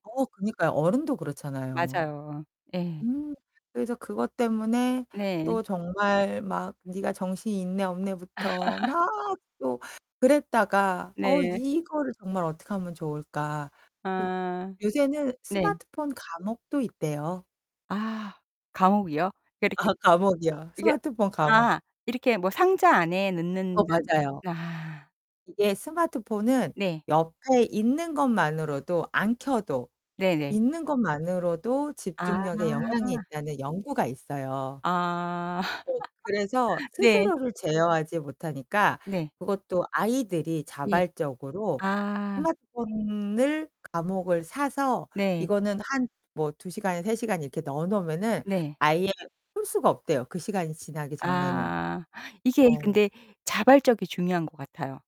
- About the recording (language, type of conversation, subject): Korean, podcast, 아이들 스마트폰 사용 규칙은 어떻게 정하시나요?
- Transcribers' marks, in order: laugh; distorted speech; laughing while speaking: "아"; other background noise; laugh